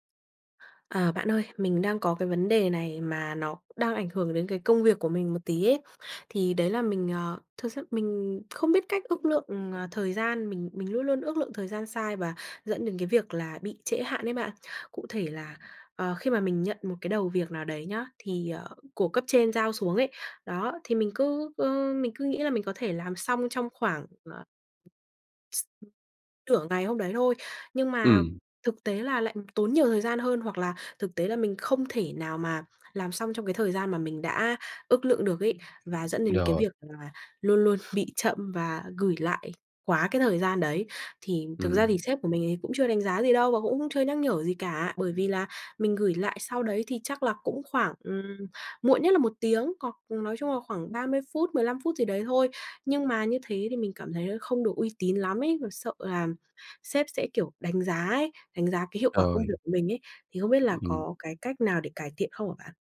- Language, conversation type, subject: Vietnamese, advice, Làm thế nào để tôi ước lượng thời gian chính xác hơn và tránh trễ hạn?
- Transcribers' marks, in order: tapping; other noise; other background noise